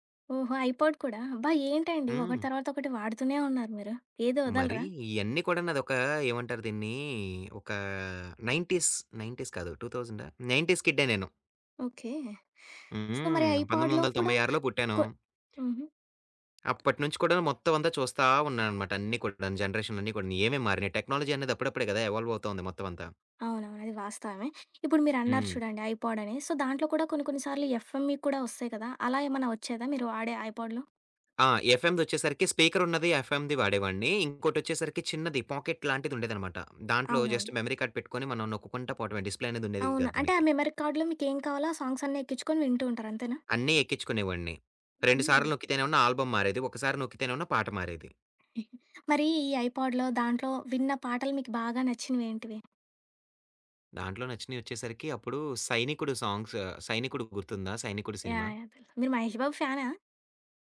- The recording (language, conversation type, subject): Telugu, podcast, కొత్త పాటలను సాధారణంగా మీరు ఎక్కడి నుంచి కనుగొంటారు?
- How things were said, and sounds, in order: in English: "ఐపాడ్"; in English: "నైన్టీస్ నైన్టీస్ కాదు, టు థౌసండా నైన్టీస్"; in English: "సో"; in English: "ఐపాడ్‌లో"; tapping; other background noise; in English: "టెక్నాలజీ"; in English: "ఎవాల్వ్"; in English: "సో"; in English: "ఎఫ్ఎంవి"; in English: "ఐపాడ్‌లో?"; in English: "ఎఫ్ఎం‌దొచ్చేసరికి"; in English: "ఎఫ్ఎం‌ది"; in English: "పాకెట్"; in English: "జస్ట్ మెమరీ కార్డ్"; in English: "డిస్‌ప్లే"; in English: "మెమరీ కార్డ్‌లో"; in English: "ఆల్బమ్"; in English: "ఐపాడ్‌లో"